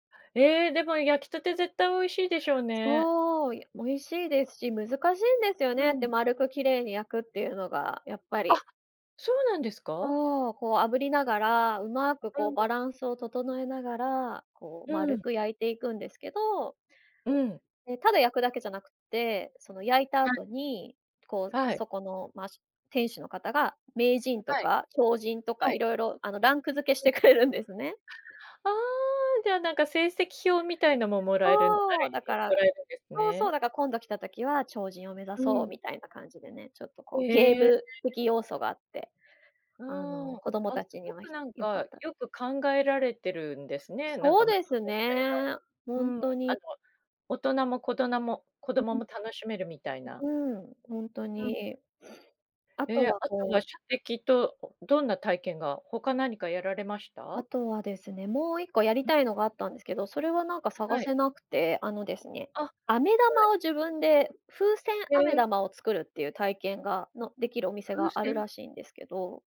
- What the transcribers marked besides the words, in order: laughing while speaking: "してくれるんですね"; unintelligible speech; unintelligible speech
- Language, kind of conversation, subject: Japanese, podcast, 一番忘れられない旅行の思い出を聞かせてもらえますか？